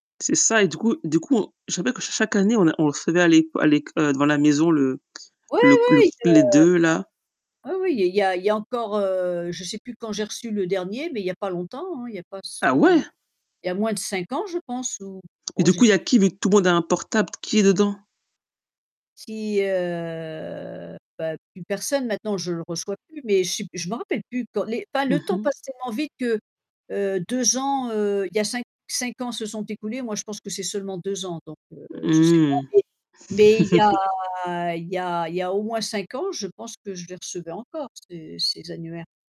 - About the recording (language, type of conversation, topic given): French, unstructured, Quelle invention scientifique a changé le monde selon toi ?
- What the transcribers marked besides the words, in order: anticipating: "Ouais, ouais"; distorted speech; unintelligible speech; surprised: "Ah ouais ?"; static; tapping; drawn out: "heu"; laugh